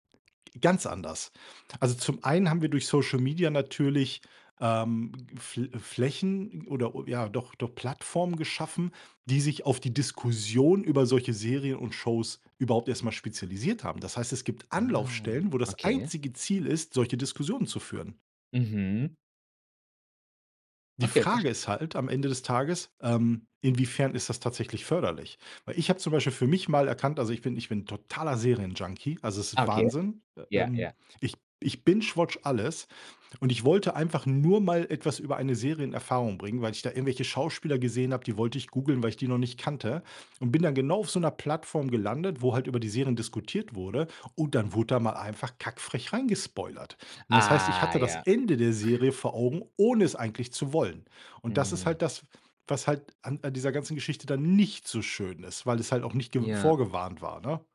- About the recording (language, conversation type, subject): German, podcast, Wie verändern soziale Medien die Diskussionen über Serien und Fernsehsendungen?
- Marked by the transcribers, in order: drawn out: "Ah"